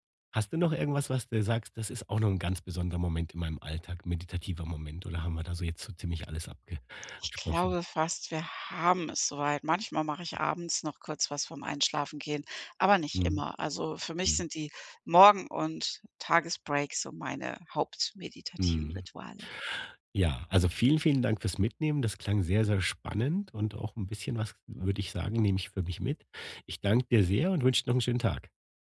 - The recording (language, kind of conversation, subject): German, podcast, Wie integrierst du Meditation in einen vollen Alltag?
- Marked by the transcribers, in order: none